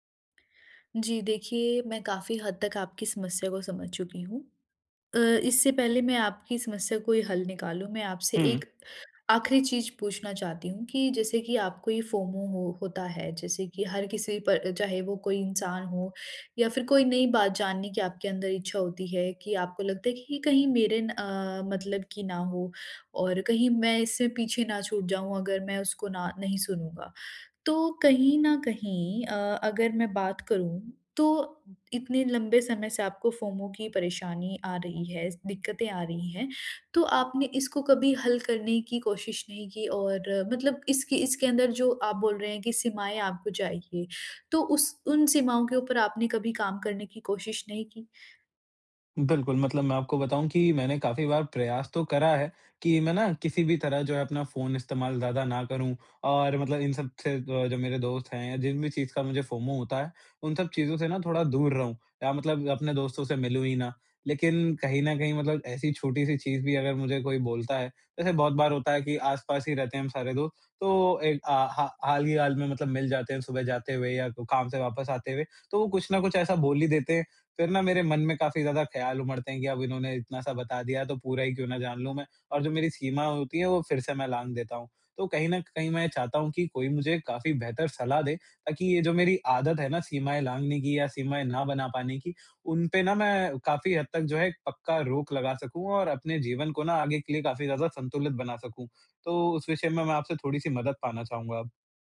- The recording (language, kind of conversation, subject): Hindi, advice, मैं ‘छूट जाने के डर’ (FOMO) के दबाव में रहते हुए अपनी सीमाएँ तय करना कैसे सीखूँ?
- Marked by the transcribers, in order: in English: "फोमो"; in English: "फोमो"; in English: "फोमो"